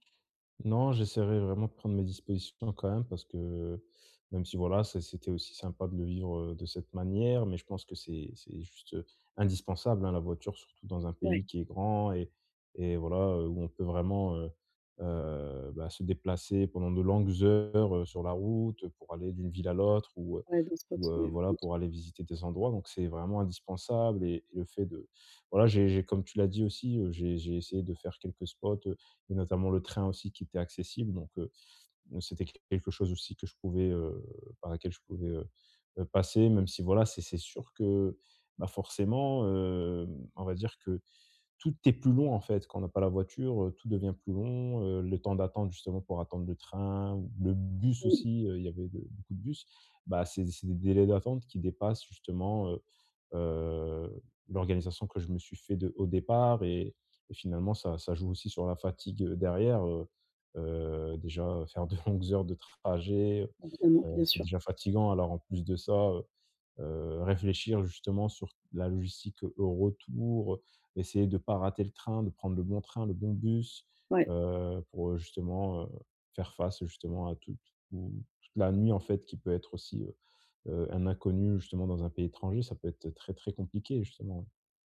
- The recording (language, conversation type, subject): French, advice, Comment gérer les difficultés logistiques lors de mes voyages ?
- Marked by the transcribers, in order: other background noise; other noise; stressed: "bus"; laughing while speaking: "de longues"